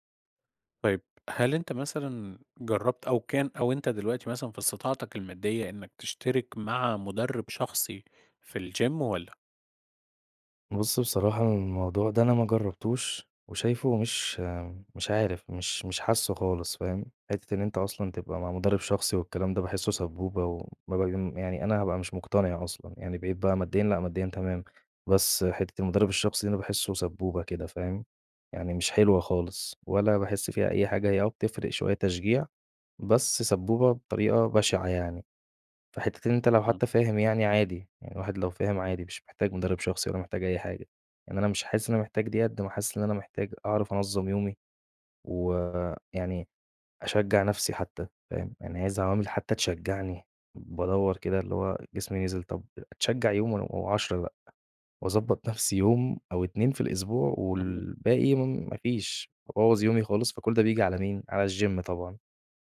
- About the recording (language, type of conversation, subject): Arabic, advice, إزاي أقدر أستمر على جدول تمارين منتظم من غير ما أقطع؟
- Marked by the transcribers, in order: tapping; in English: "الGym"; laughing while speaking: "نفسي"; in English: "الGym"